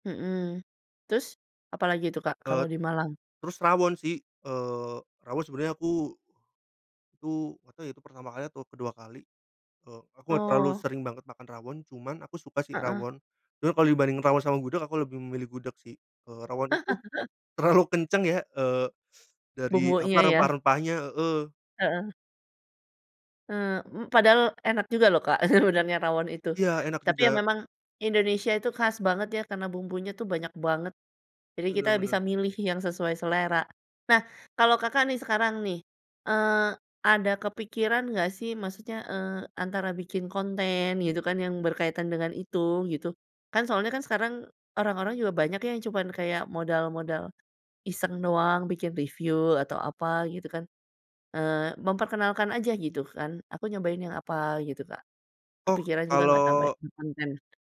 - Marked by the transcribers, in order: tapping; other background noise; laugh; laughing while speaking: "terlalu"; sniff; laughing while speaking: "sebenarnya"
- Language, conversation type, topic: Indonesian, podcast, Bagaimana cara kamu menemukan warung lokal favorit saat jalan-jalan?